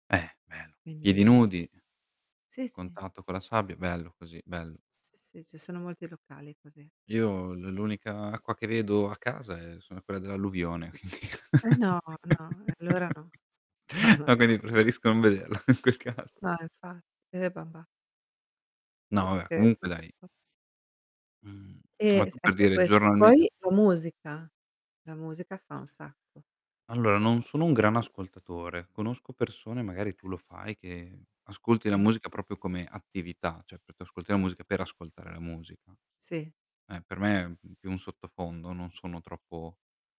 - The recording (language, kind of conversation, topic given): Italian, unstructured, Qual è il tuo modo preferito per rilassarti dopo una giornata intensa?
- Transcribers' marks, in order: static; laugh; laughing while speaking: "Va bene cos preferisco non vederla in quel caso"; "vabbè" said as "vabè"; distorted speech; unintelligible speech; "proprio" said as "propio"